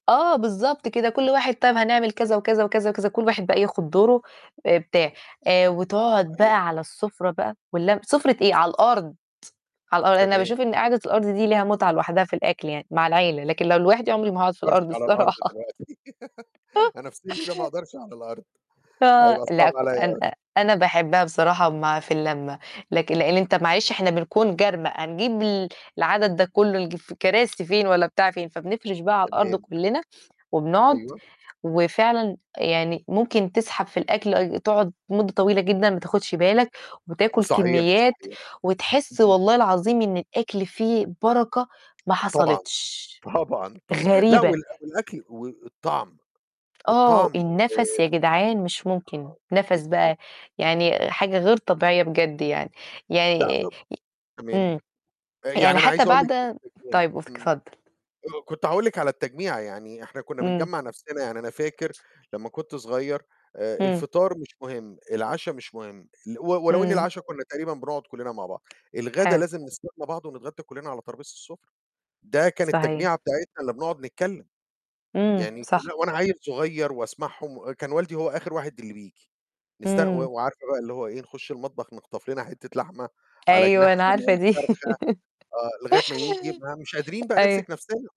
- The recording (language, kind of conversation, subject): Arabic, unstructured, إيه دور الأكل في لَمّة العيلة؟
- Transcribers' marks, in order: unintelligible speech; unintelligible speech; distorted speech; laughing while speaking: "الصراحة"; giggle; laugh; unintelligible speech; unintelligible speech; laughing while speaking: "طبعًا"; unintelligible speech; other background noise; tapping; laugh